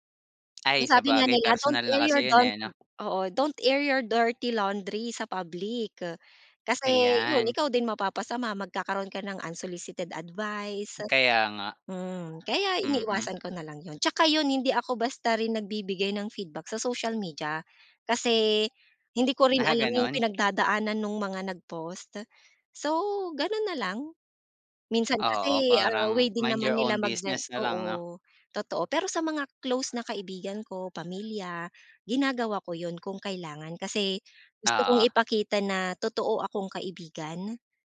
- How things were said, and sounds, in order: in English: "don't air your, don't"; in English: "Don't air your dirty laundry"; in English: "unsolicited advice"; in English: "mind your own business"
- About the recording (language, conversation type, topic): Filipino, podcast, Paano ka nagbibigay ng puna nang hindi nasasaktan ang loob ng kausap?